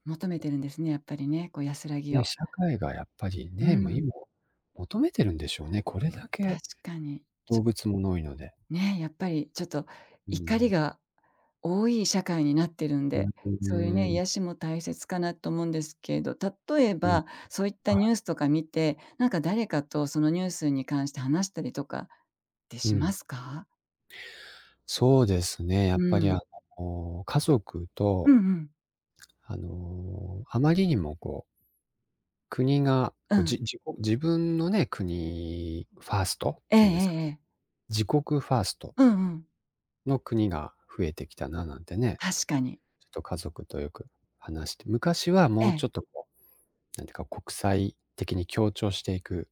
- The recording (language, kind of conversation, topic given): Japanese, unstructured, 最近のニュースを見て、怒りを感じたことはありますか？
- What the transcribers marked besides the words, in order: none